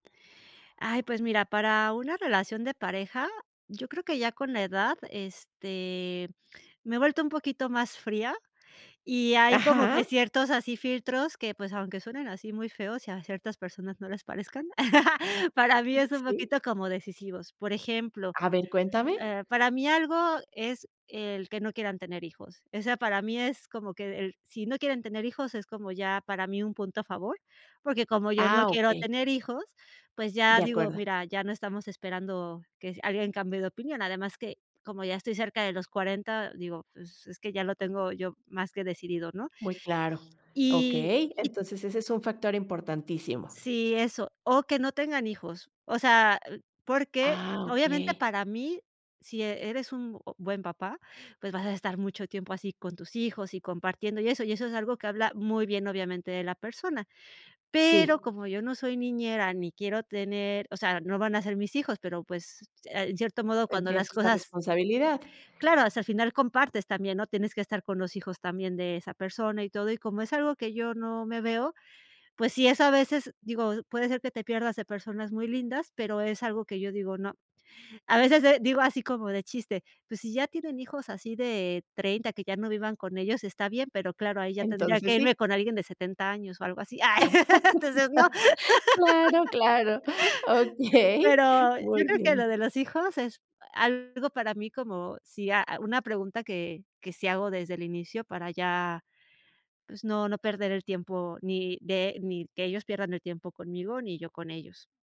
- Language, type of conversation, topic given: Spanish, podcast, ¿Qué te hace decir sí o no a una relación?
- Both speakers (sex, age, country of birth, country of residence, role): female, 40-44, Mexico, Spain, guest; female, 45-49, Mexico, Mexico, host
- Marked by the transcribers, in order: laugh; other noise; laugh; laugh; laughing while speaking: "entonces, no"; laugh